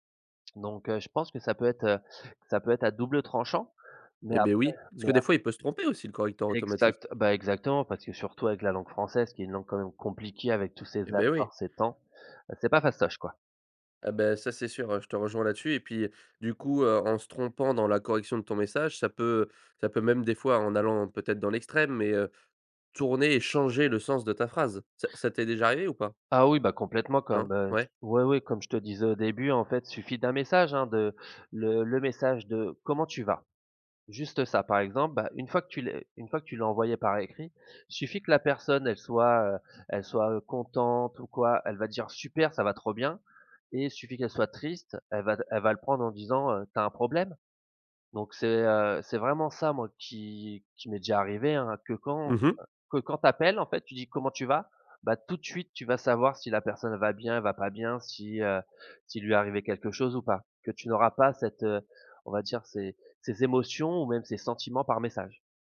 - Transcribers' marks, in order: none
- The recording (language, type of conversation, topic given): French, podcast, Tu préfères parler en face ou par message, et pourquoi ?